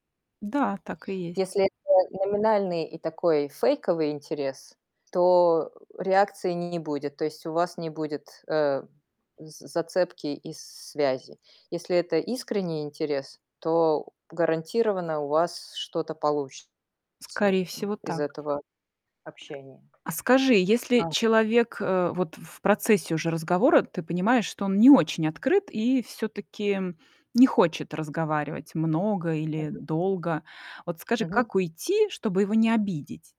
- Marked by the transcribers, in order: distorted speech; other background noise; tapping
- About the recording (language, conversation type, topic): Russian, podcast, Как вы начинаете разговор с совершенно незнакомым человеком?